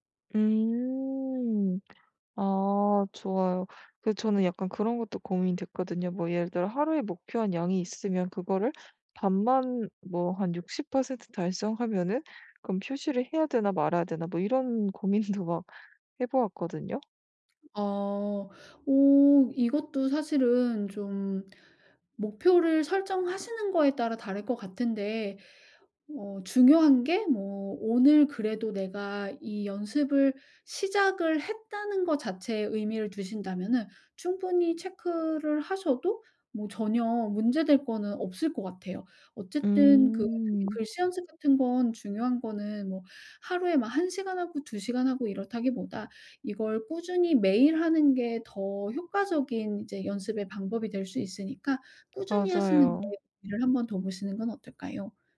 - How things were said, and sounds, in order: tapping; laughing while speaking: "고민도"; other background noise
- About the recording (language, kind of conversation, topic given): Korean, advice, 습관을 오래 유지하는 데 도움이 되는 나에게 맞는 간단한 보상은 무엇일까요?